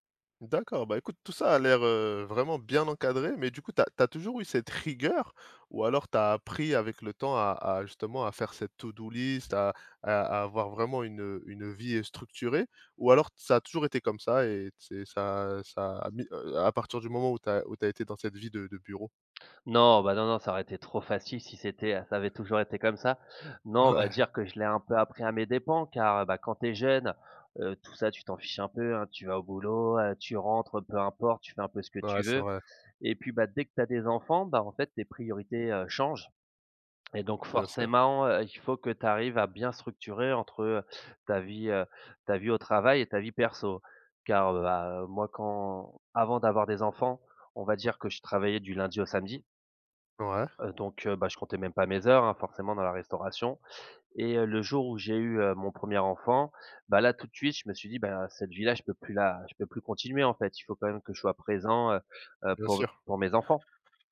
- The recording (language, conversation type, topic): French, podcast, Comment gères-tu l’équilibre entre le travail et la vie personnelle ?
- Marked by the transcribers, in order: stressed: "rigueur"; in English: "to do list"; tapping; laughing while speaking: "Ouais"